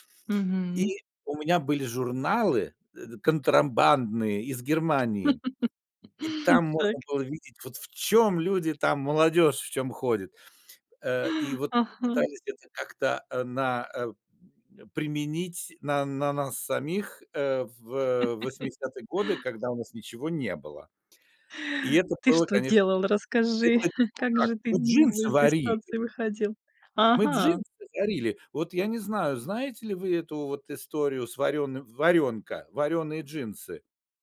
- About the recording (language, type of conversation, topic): Russian, podcast, Что ты хочешь сказать людям своим нарядом?
- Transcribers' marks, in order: "контрабандные" said as "контранбандные"; laugh; laughing while speaking: "Так"; gasp; laugh; gasp; anticipating: "Ты что делал, расскажи? Как же ты кого из этой ситуации выходил?"; chuckle; surprised: "Ага!"